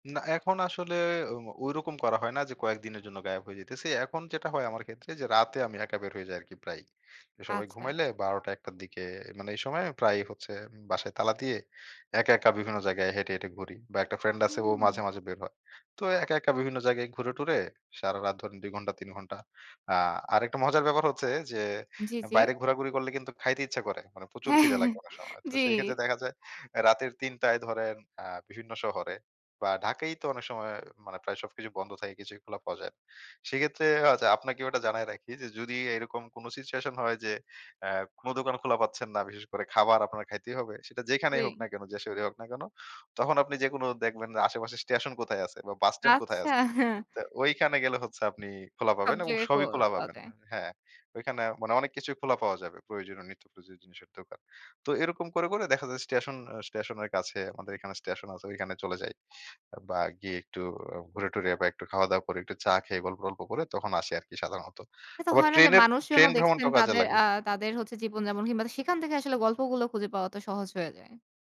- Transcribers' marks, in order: other background noise; laughing while speaking: "হ্যাঁ, জি"; "যদি" said as "জুদি"
- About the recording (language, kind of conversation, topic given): Bengali, podcast, তুমি সৃজনশীল কাজের জন্য কী ধরনের রুটিন অনুসরণ করো?